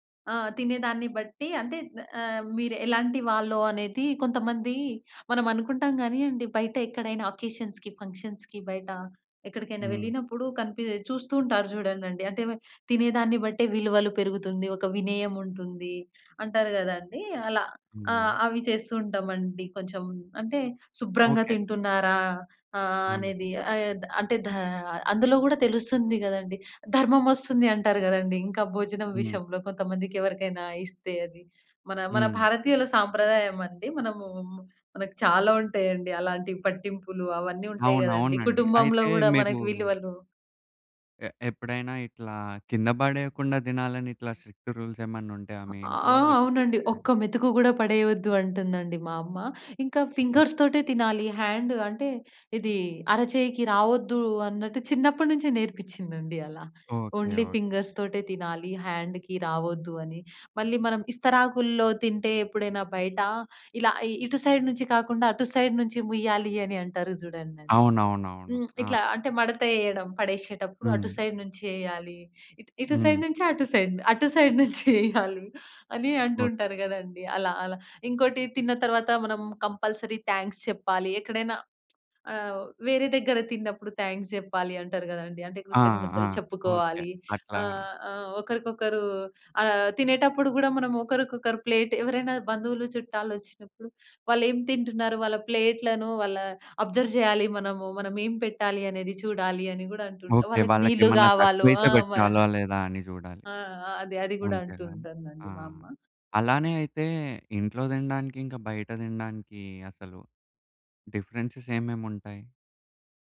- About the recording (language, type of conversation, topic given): Telugu, podcast, మీ ఇంట్లో భోజనం ముందు చేసే చిన్న ఆచారాలు ఏవైనా ఉన్నాయా?
- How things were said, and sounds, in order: in English: "అకేషన్స్‌కి, ఫంక్షన్స్‌కి"; in English: "స్ట్రిక్ట్"; in English: "హాండ్"; in English: "ఓన్లీ"; in English: "హాండ్‌కి"; in English: "సైడ్"; in English: "సైడ్"; lip smack; in English: "సైడ్"; in English: "సైడ్"; in English: "సైడ్"; in English: "సైడ్"; laughing while speaking: "నుంచేయాలి"; in English: "కంపల్సరీ"; lip smack; in English: "ప్లేట్"; in English: "అబ్జర్వ్"